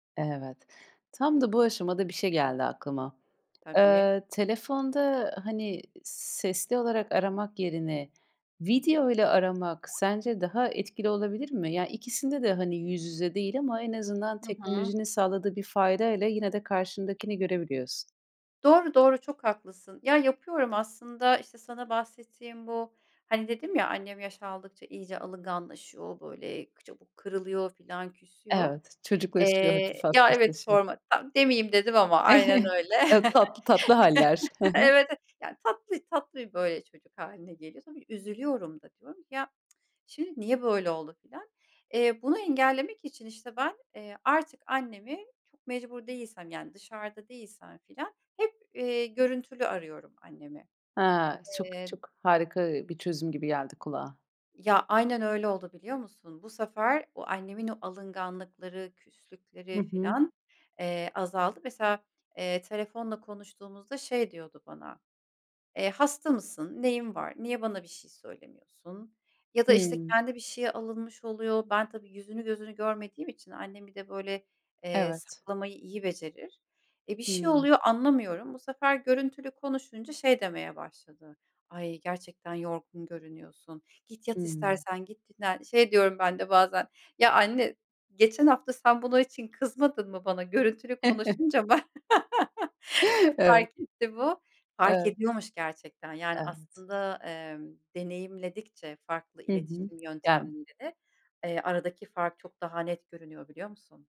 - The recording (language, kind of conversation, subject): Turkish, podcast, Telefonda dinlemekle yüz yüze dinlemek arasında ne fark var?
- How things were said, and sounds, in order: other background noise; tapping; laughing while speaking: "Evet"; laugh; laughing while speaking: "Evet"; tsk; chuckle; laughing while speaking: "bana fark"; laugh